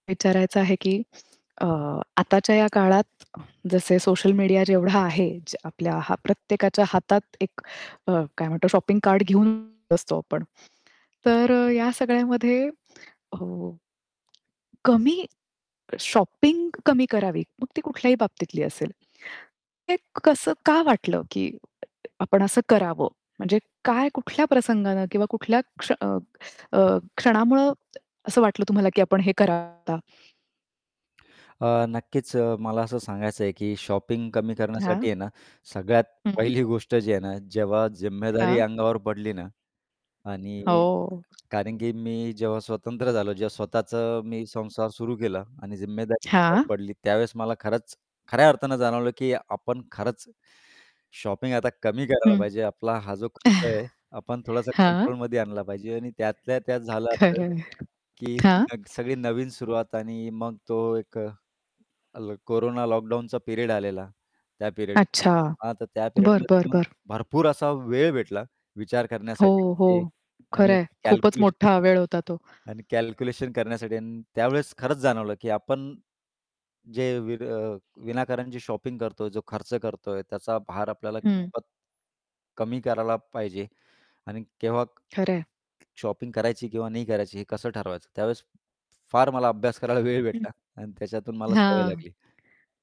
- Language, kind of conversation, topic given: Marathi, podcast, कमी खरेदी करण्याची सवय तुम्ही कशी लावली?
- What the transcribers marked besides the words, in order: tapping; in English: "शॉपिंग"; distorted speech; mechanical hum; static; in English: "शॉपिंग"; in English: "शॉपिंग"; laughing while speaking: "पहिली"; other background noise; in English: "शॉपिंग"; chuckle; in English: "पिरियड"; in English: "पिरियडमध्ये"; in English: "शॉपिंग"; in English: "शॉपिंग"; background speech; laughing while speaking: "वेळ"